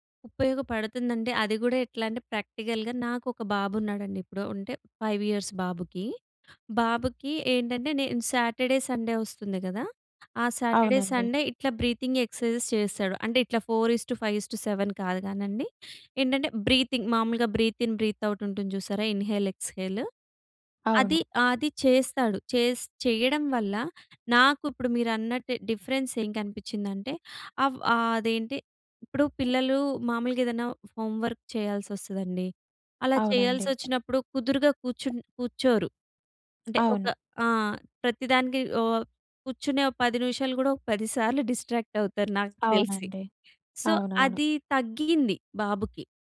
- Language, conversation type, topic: Telugu, podcast, శ్వాసపై దృష్టి పెట్టడం మీకు ఎలా సహాయపడింది?
- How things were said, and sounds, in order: in English: "ప్రాక్టికల్‌గా"; in English: "ఫైవ్ ఇయర్స్"; in English: "సాటర్‌డే, సండే"; in English: "సాటర్‌డే, సండే"; in English: "బ్రీతింగ్ ఎక్ససైజ్స్"; in English: "ఫోర్ ఇస్ టు ఫైవ్ ఇస్ టు సెవెన్"; in English: "బ్రీతింగ్"; in English: "బ్రీత్ ఇన్ బ్రీత్ అవుట్"; in English: "ఇన్‌హేల్"; in English: "డిఫరెన్స్"; other background noise; in English: "హోమ్ వర్క్"; tapping; in English: "డిస్ట్రాక్ట్"; in English: "సో"